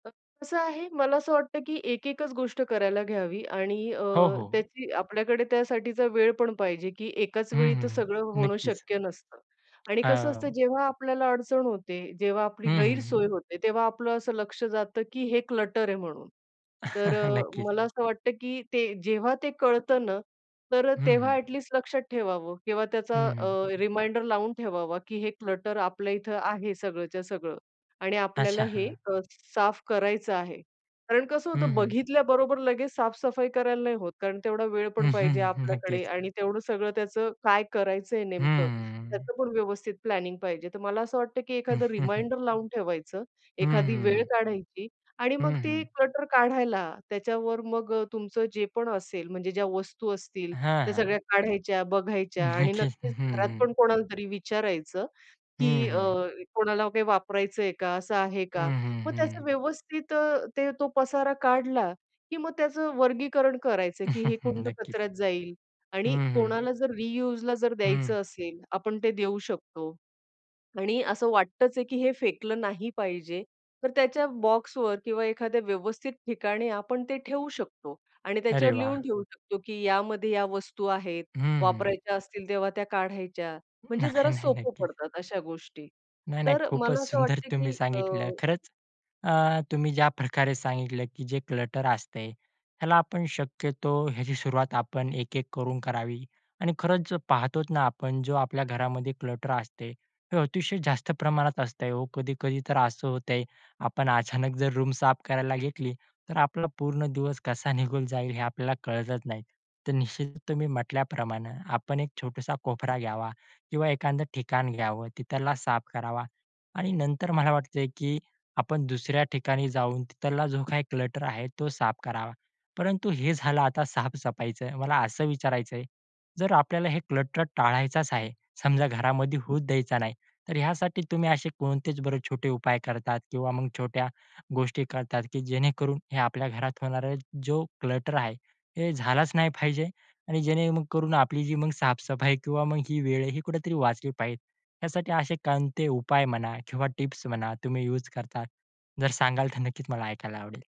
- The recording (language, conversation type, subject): Marathi, podcast, घरातला पसारा टाळण्यासाठी तुमचे कोणते सोपे उपाय आहेत?
- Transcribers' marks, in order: tapping; in English: "क्लटर"; chuckle; in English: "ॲटलीस्ट"; in English: "रिमाइंडर"; in English: "क्लटर"; chuckle; laughing while speaking: "नक्कीच"; in English: "प्लॅनिंग"; chuckle; in English: "रिमाइंडर"; other background noise; in English: "क्लटर"; laughing while speaking: "नक्कीच"; chuckle; laughing while speaking: "नक्कीच"; in English: "रियूजला"; laughing while speaking: "नाही, नाही, नक्कीच"; laughing while speaking: "सुंदर तुम्ही सांगितलं"; in English: "क्लटर"; in English: "क्लटर"; laughing while speaking: "अचानक जर"; in English: "रूम"; in English: "क्लटर"; in English: "क्लटर"; in English: "क्लटर"; laughing while speaking: "नक्कीच"